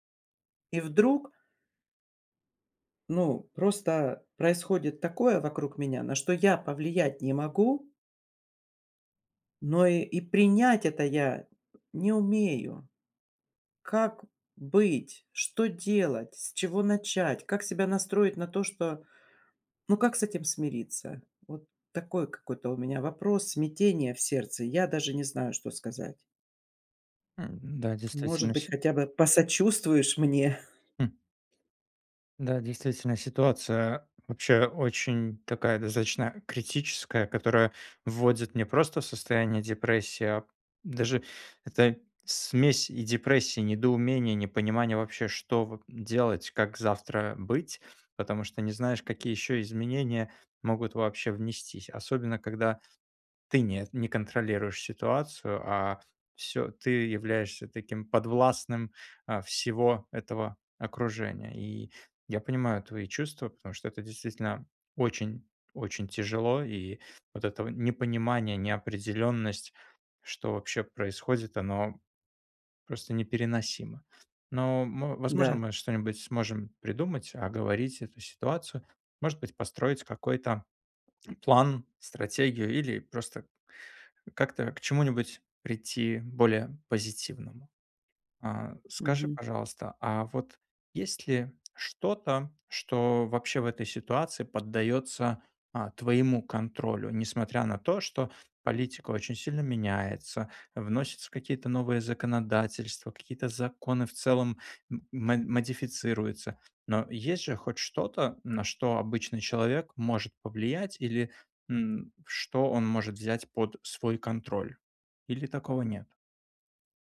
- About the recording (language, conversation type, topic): Russian, advice, Как мне сменить фокус внимания и принять настоящий момент?
- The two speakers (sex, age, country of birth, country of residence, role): female, 60-64, Russia, United States, user; male, 30-34, Belarus, Poland, advisor
- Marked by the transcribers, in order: tapping